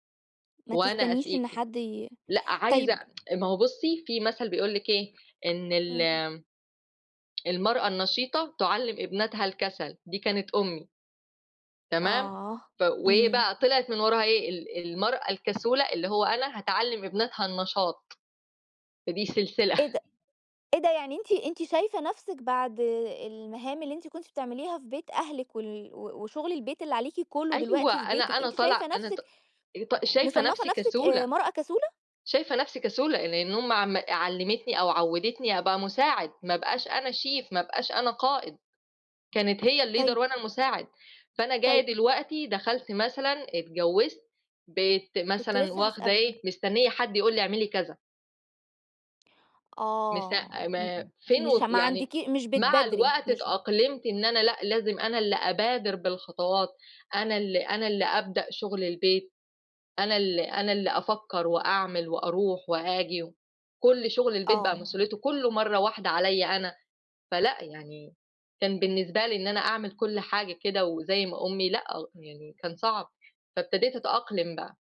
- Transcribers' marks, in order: tsk; tapping; other background noise; in English: "شيف"; in English: "الleader"
- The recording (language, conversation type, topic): Arabic, podcast, إزّاي بتقسّموا شغل البيت بين اللي عايشين في البيت؟